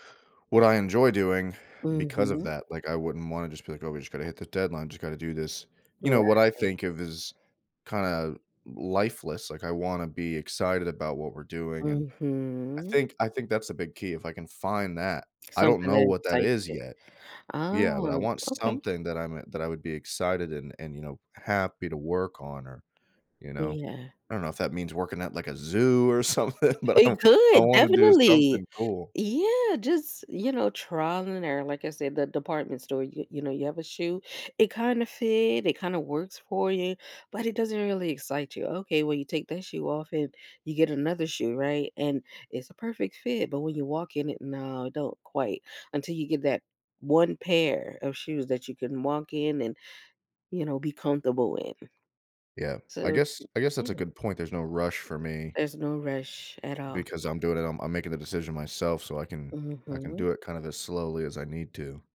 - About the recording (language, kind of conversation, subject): English, advice, How can I manage daily responsibilities without getting overwhelmed by stress?
- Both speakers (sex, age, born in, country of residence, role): female, 35-39, United States, United States, advisor; male, 35-39, United States, United States, user
- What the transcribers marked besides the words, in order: tapping; drawn out: "Mhm"; drawn out: "Oh"; laughing while speaking: "something, but I want"; other background noise